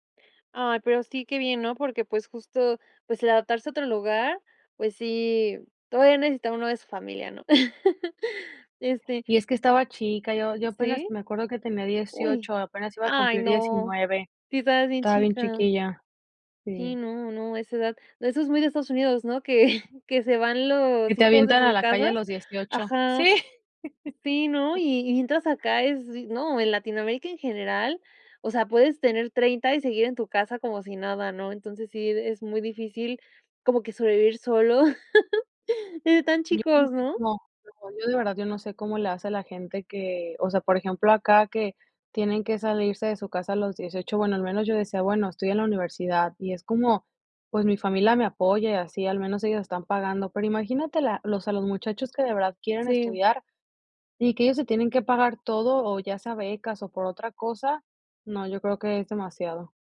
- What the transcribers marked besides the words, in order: laugh; laughing while speaking: "Que"; laugh; laugh
- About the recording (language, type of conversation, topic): Spanish, podcast, ¿A qué cosas te costó más acostumbrarte cuando vivías fuera de casa?